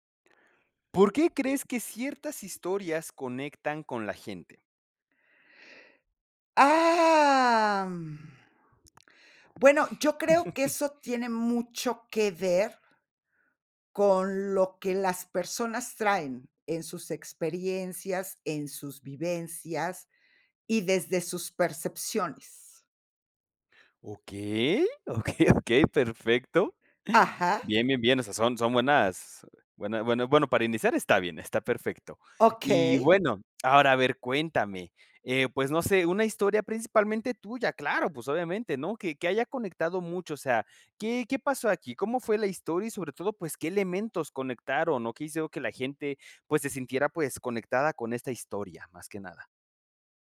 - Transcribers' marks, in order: drawn out: "Am"; other background noise; laugh; anticipating: "Okey"; chuckle
- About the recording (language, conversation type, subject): Spanish, podcast, ¿Por qué crees que ciertas historias conectan con la gente?